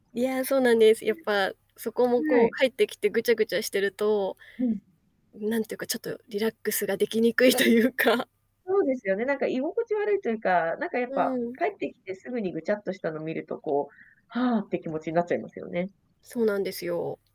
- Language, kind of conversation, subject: Japanese, podcast, 玄関を居心地よく整えるために、押さえておきたいポイントは何ですか？
- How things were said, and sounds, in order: distorted speech; laughing while speaking: "できにくいというか"